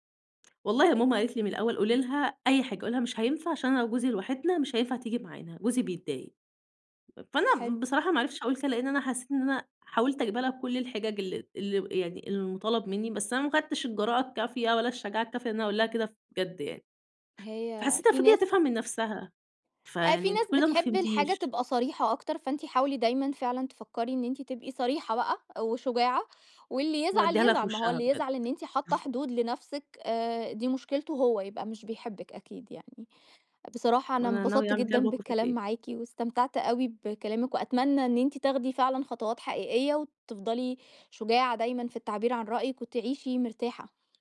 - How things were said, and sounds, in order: other noise; chuckle; tapping
- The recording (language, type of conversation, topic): Arabic, podcast, إيه أسهل خطوة تقدر تعملها كل يوم علشان تبني شجاعة يومية؟